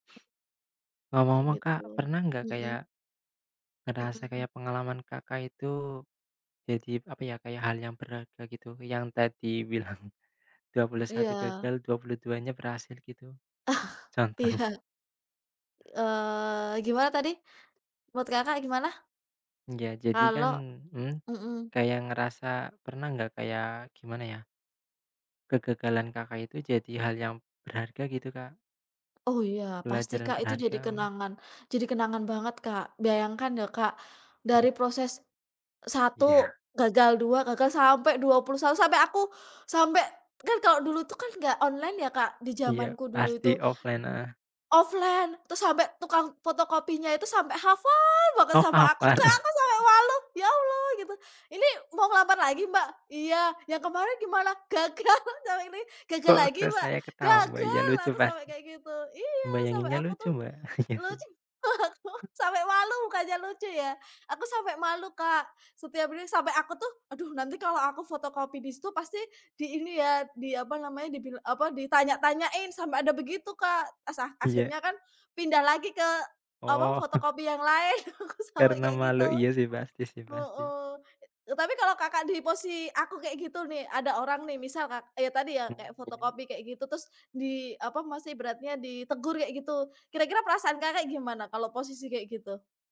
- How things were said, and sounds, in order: other background noise; laughing while speaking: "bilang"; chuckle; laughing while speaking: "Iya"; laughing while speaking: "contohnya?"; tapping; in English: "Offline"; in English: "offline"; drawn out: "hafal"; laughing while speaking: "aku sampai malu"; laughing while speaking: "Gagal! Yang ini Gagal lagi Mbak?"; laughing while speaking: "lucu, aku"; laughing while speaking: "Iya sih"; chuckle; laugh
- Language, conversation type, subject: Indonesian, unstructured, Bagaimana kamu biasanya menghadapi kegagalan dalam hidup?